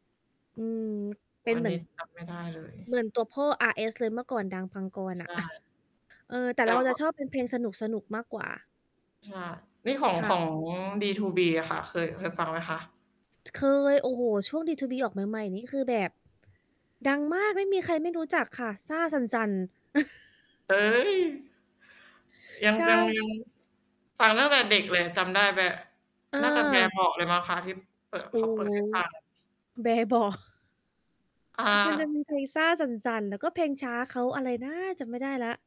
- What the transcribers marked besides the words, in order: tapping; mechanical hum; distorted speech; other background noise; "พันกร" said as "พังกร"; chuckle; chuckle; laughing while speaking: "แบเบาะ"; chuckle
- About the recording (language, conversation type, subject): Thai, unstructured, เพลงที่คุณฟังบ่อยๆ ช่วยเปลี่ยนอารมณ์และความรู้สึกของคุณอย่างไรบ้าง?